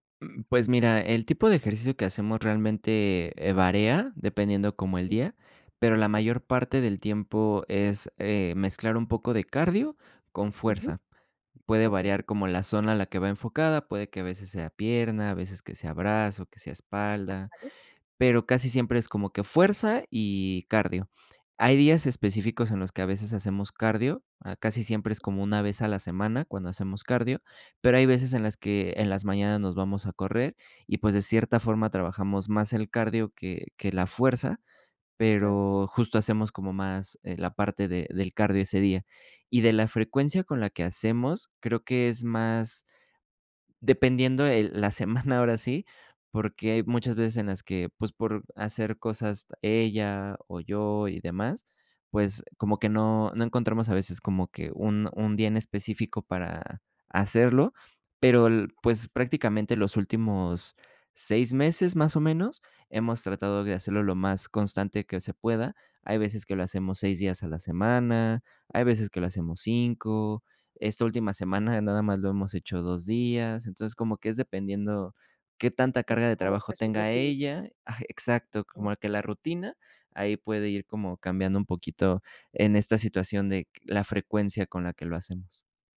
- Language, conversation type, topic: Spanish, advice, ¿Cómo puedo variar mi rutina de ejercicio para no aburrirme?
- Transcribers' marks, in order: "varía" said as "varea"; other noise; tapping; unintelligible speech